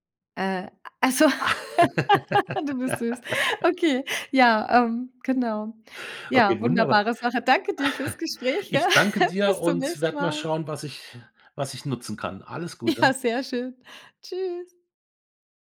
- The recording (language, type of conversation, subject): German, podcast, Welche Rolle spielt Koffein für deine Energie?
- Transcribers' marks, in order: joyful: "Äh, also du bist süß"; laugh; other background noise; chuckle; laughing while speaking: "Ja, sehr schön"